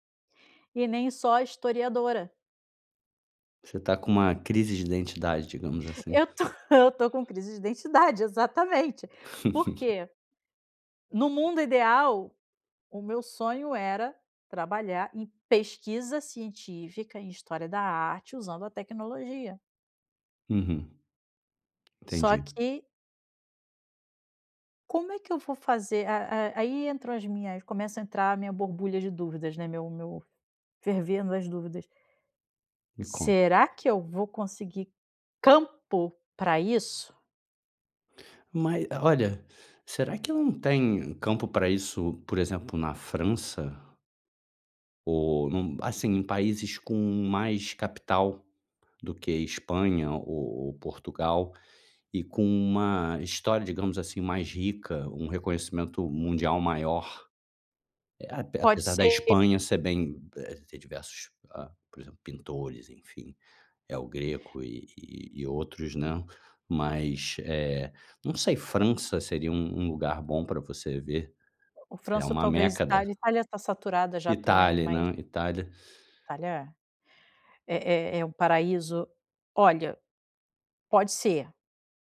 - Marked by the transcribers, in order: other noise; laugh; tapping
- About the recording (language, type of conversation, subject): Portuguese, advice, Como posso trocar de carreira sem garantias?